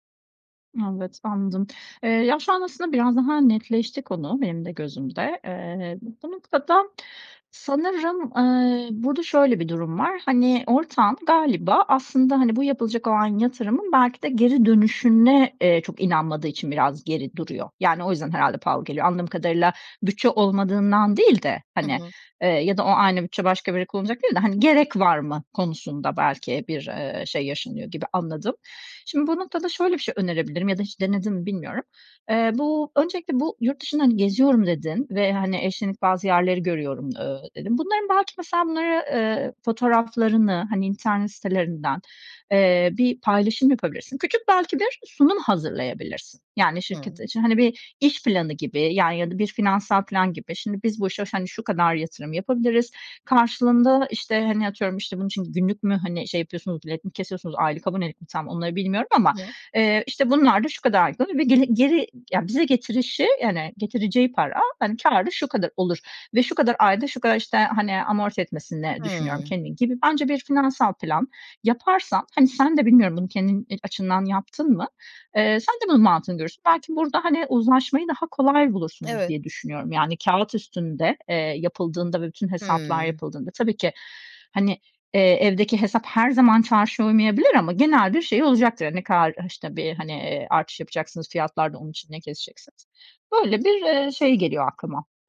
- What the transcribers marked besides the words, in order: other background noise
- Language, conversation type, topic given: Turkish, advice, Ortağınızla işin yönü ve vizyon konusunda büyük bir fikir ayrılığı yaşıyorsanız bunu nasıl çözebilirsiniz?